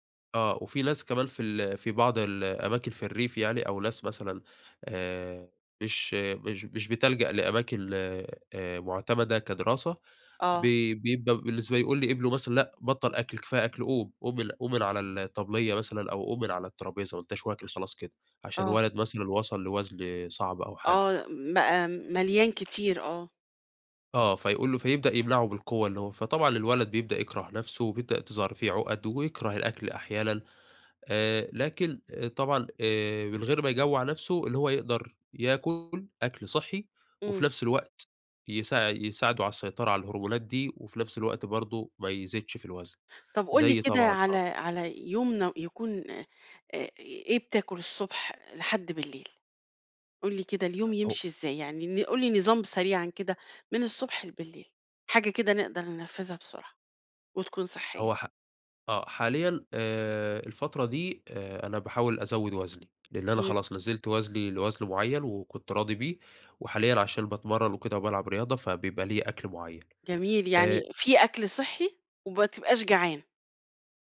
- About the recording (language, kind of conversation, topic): Arabic, podcast, كيف بتاكل أكل صحي من غير ما تجوّع نفسك؟
- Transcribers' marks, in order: "يوم" said as "يومن"